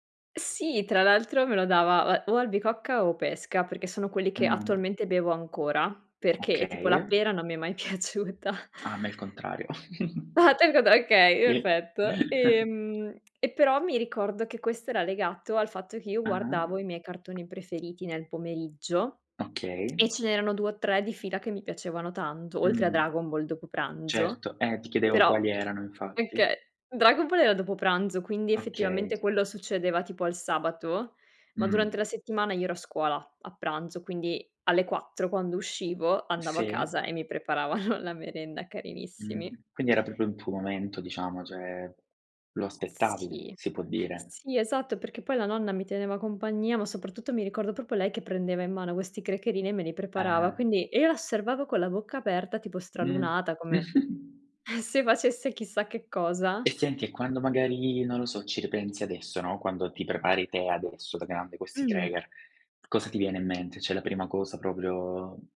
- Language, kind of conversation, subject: Italian, podcast, Qual è un ricordo legato al cibo della tua infanzia?
- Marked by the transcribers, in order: tapping; laughing while speaking: "piaciuta"; unintelligible speech; laughing while speaking: "Okay, effetto"; chuckle; unintelligible speech; chuckle; tsk; laughing while speaking: "okay"; laughing while speaking: "preparavano"; "proprio" said as "propio"; "proprio" said as "propio"; "io" said as "eo"; chuckle; "Cioè" said as "ceh"